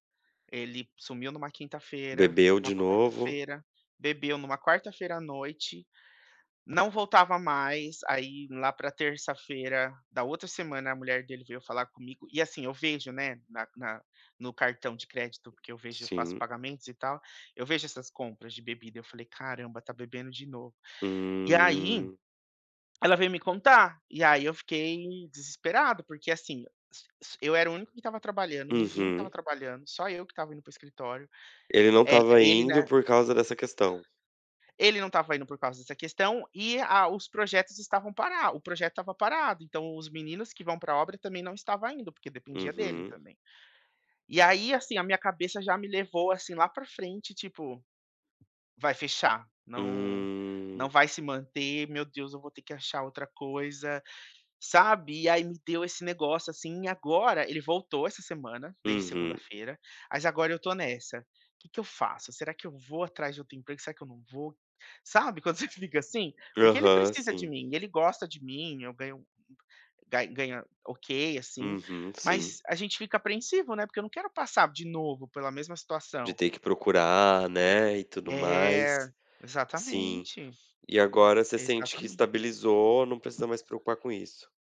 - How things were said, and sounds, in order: other background noise; drawn out: "Hum"; tapping; drawn out: "Hum"; laughing while speaking: "fica"
- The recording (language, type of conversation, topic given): Portuguese, advice, Como posso lidar com a perda inesperada do emprego e replanejar minha vida?